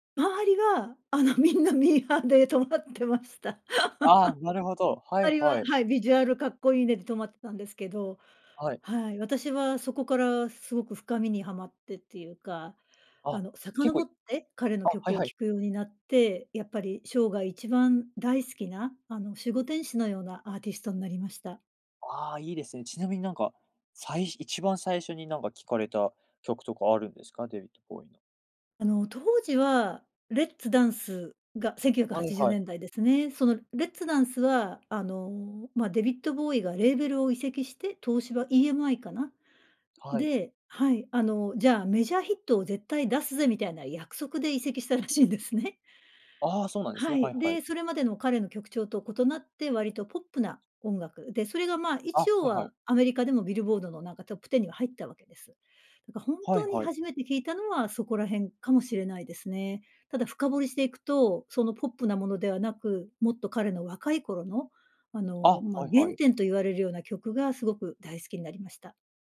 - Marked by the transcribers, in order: laughing while speaking: "あの、みんなミーハーで止まってました"; laugh; laughing while speaking: "らしいんですね"
- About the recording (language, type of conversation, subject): Japanese, podcast, 自分の人生を表すプレイリストはどんな感じですか？